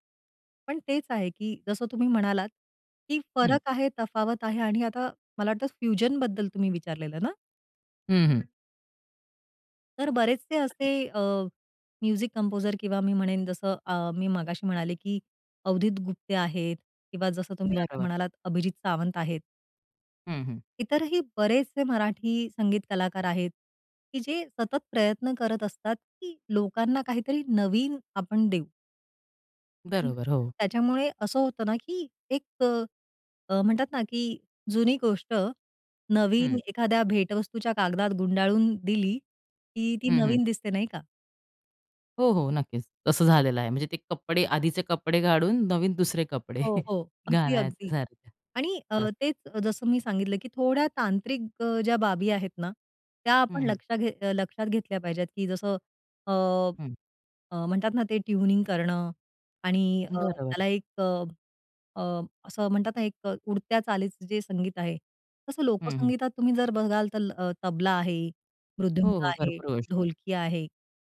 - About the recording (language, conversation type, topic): Marathi, podcast, लोकसंगीत आणि पॉपमधला संघर्ष तुम्हाला कसा जाणवतो?
- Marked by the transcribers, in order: in English: "फ्युजनबद्दल"; other background noise; in English: "म्युझिक कंपोझर"; chuckle